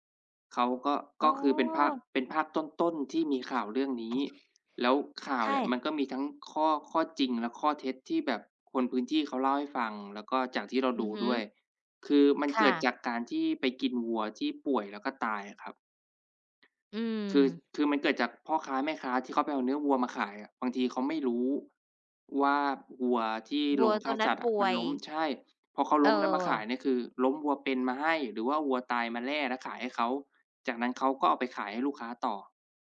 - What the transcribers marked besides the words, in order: other background noise
- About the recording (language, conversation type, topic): Thai, unstructured, คุณคิดว่าเราควรทำอย่างไรเมื่อได้ยินข่าวที่ทำให้กลัว?